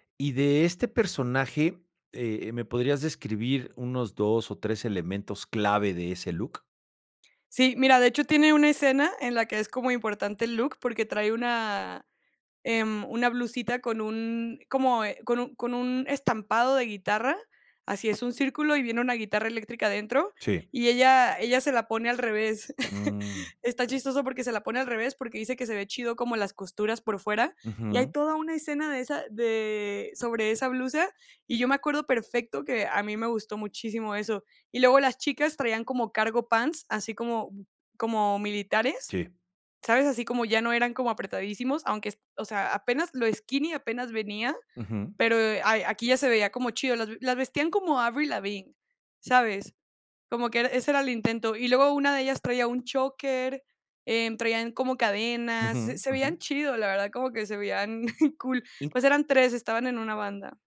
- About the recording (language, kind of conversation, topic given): Spanish, podcast, ¿Qué película o serie te inspira a la hora de vestirte?
- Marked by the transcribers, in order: chuckle; chuckle